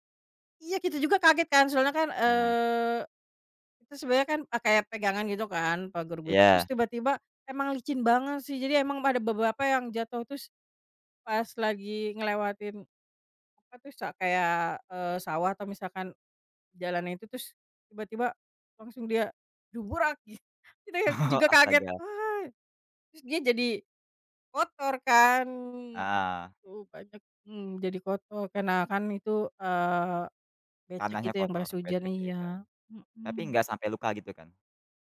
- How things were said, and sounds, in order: laughing while speaking: "Oh"; other noise
- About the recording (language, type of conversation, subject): Indonesian, podcast, Bagaimana pengalaman pertama kamu saat mendaki gunung atau berjalan lintas alam?